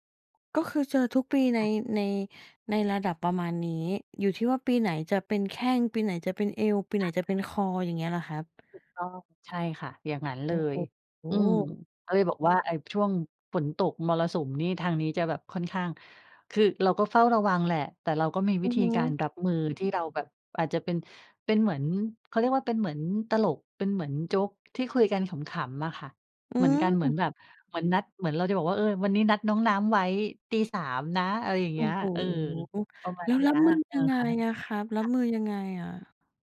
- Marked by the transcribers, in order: none
- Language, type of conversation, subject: Thai, podcast, ช่วงมรสุมหรือหน้าฝนมีความท้าทายอะไรสำหรับคุณบ้างครับ/คะ?